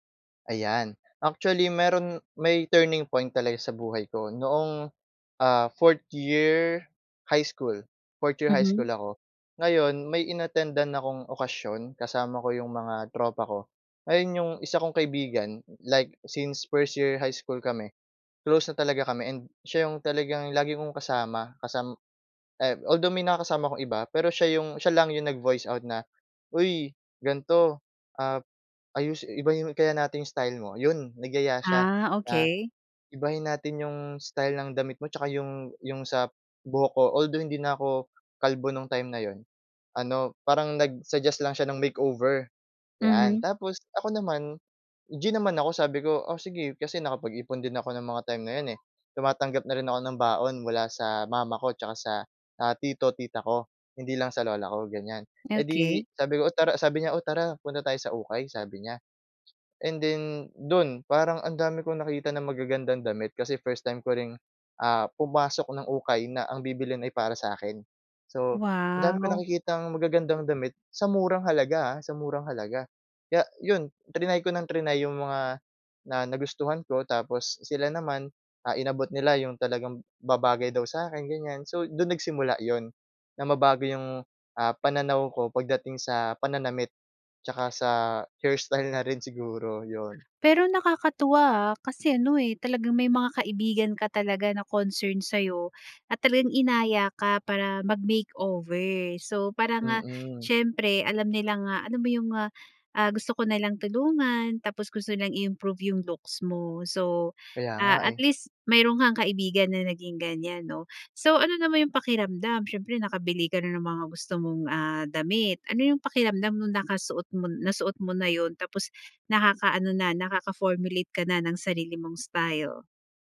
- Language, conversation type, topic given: Filipino, podcast, Paano nagsimula ang personal na estilo mo?
- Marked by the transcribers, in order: in English: "turning point"; other background noise